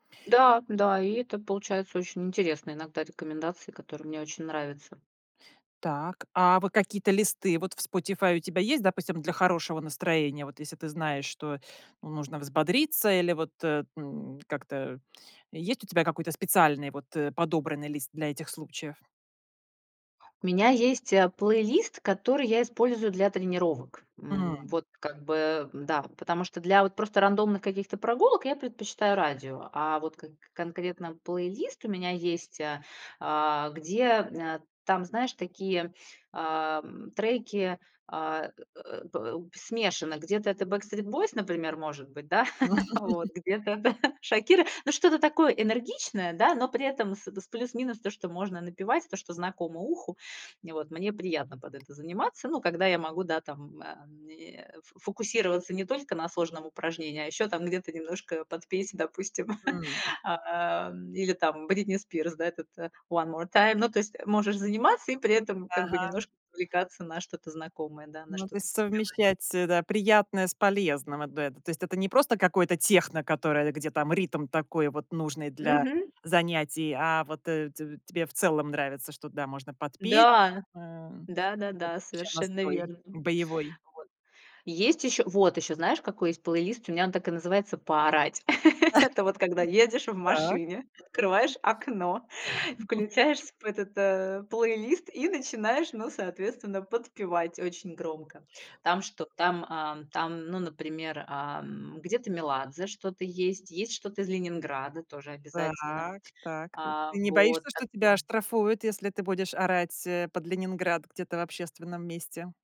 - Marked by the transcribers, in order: chuckle; tapping; chuckle; unintelligible speech; laugh; chuckle
- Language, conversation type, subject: Russian, podcast, Какая музыка поднимает тебе настроение?